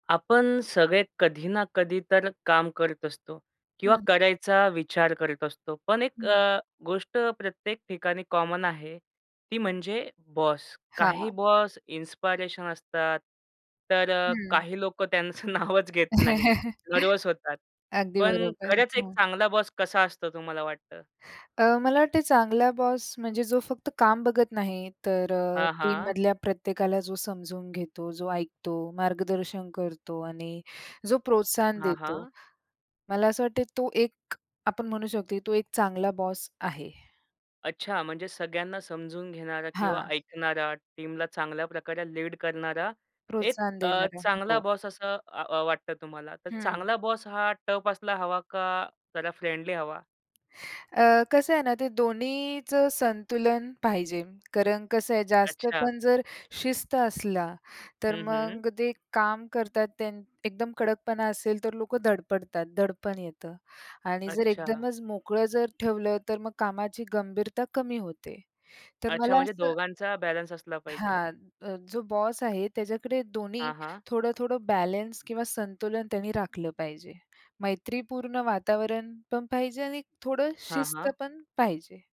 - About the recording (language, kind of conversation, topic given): Marathi, podcast, एक चांगला बॉस कसा असावा असे तुम्हाला वाटते?
- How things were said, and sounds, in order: in English: "कॉमन"; in English: "इन्स्पायरेशन"; "इन्स्पिरेशन" said as "इन्स्पायरेशन"; tapping; laughing while speaking: "त्यांचं नावच घेत नाही"; in English: "नर्व्हस"; laugh; in English: "टीममधल्या"; in English: "टीमला"; in English: "लीड"; in English: "टफ"; in English: "फ्रेंडली"; other background noise